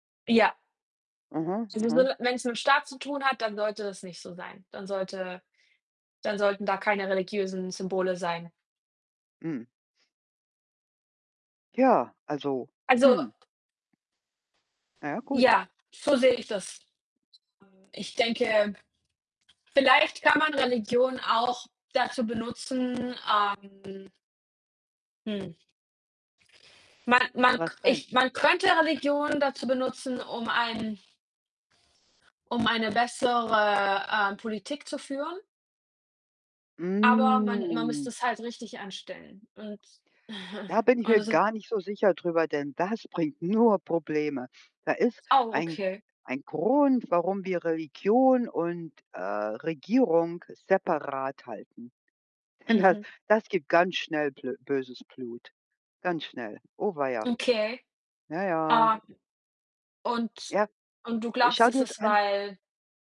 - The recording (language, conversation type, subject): German, unstructured, Sollten religiöse Symbole in öffentlichen Gebäuden erlaubt sein?
- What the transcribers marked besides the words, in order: other background noise; distorted speech; static; drawn out: "Mm"; chuckle; laughing while speaking: "Denn das"